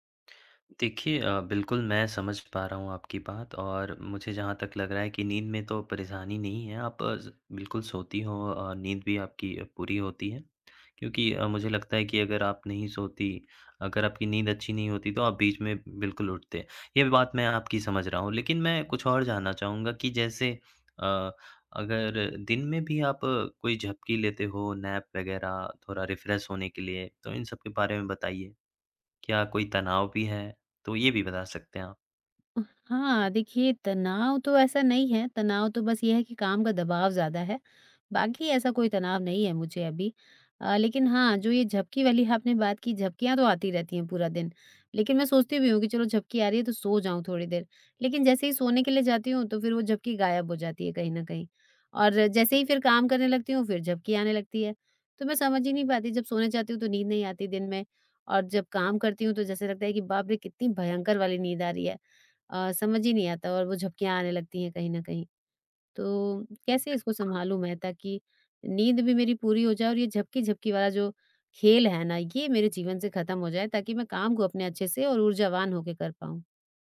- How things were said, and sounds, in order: tapping; in English: "नैप"; in English: "रिफ्रेश"
- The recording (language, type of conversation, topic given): Hindi, advice, दिन में बहुत ज़्यादा झपकी आने और रात में नींद न आने की समस्या क्यों होती है?